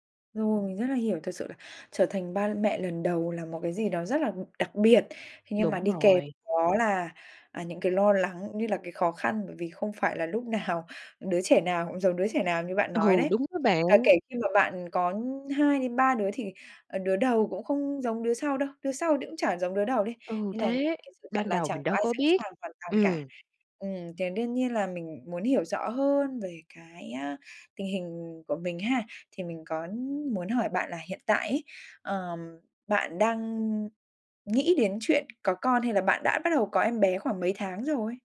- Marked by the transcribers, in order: tapping; laughing while speaking: "nào"; laughing while speaking: "Ừ"
- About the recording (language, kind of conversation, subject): Vietnamese, advice, Bạn lo lắng điều gì nhất khi lần đầu trở thành cha mẹ?